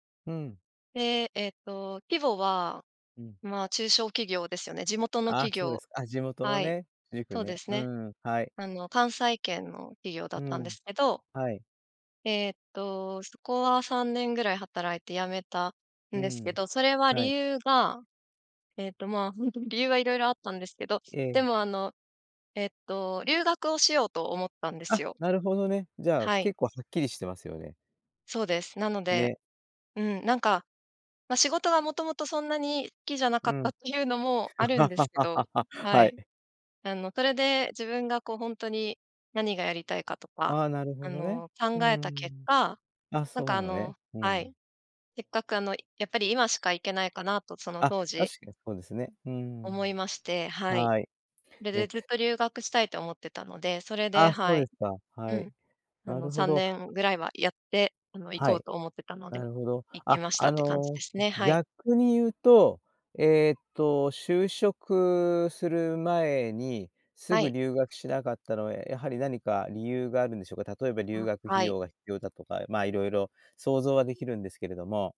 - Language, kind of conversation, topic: Japanese, podcast, 長く勤めた会社を辞める決断は、どのようにして下したのですか？
- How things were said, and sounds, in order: laugh; tapping